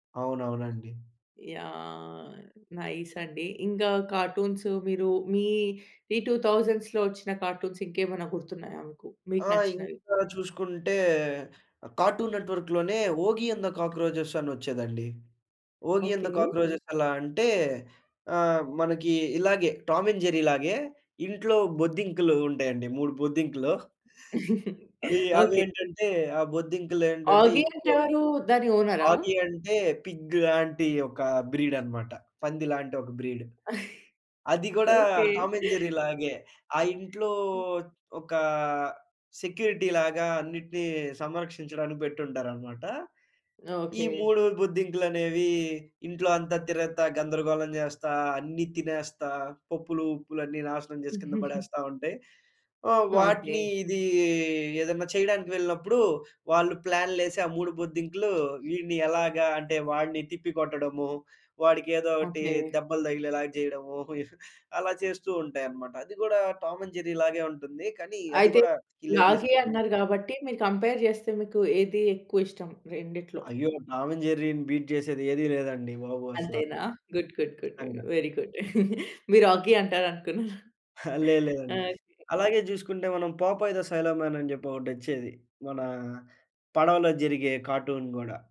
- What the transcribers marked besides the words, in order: in English: "నైస్"; in English: "కార్టూన్స్"; in English: "టు థౌసండ్స్‌లో"; in English: "కార్టూన్స్"; chuckle; in English: "పిగ్"; in English: "బ్రీడ్"; in English: "బ్రీడ్"; laughing while speaking: "ఓకే"; in English: "సెక్యూరిటీలాగా"; other background noise; chuckle; chuckle; in English: "హిలేరియస్‌గా"; in English: "కంపేర్"; in English: "బీట్"; in English: "గుడ్. గుడ్. గుడ్. వెరీ గుడ్"; laughing while speaking: "మీరు ఆగీ అంటారనుకున్నాను. ఓకే"; chuckle; in English: "కార్టూన్"
- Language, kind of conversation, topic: Telugu, podcast, చిన్నతనంలో మీరు చూసిన టెలివిజన్ కార్యక్రమం ఏది?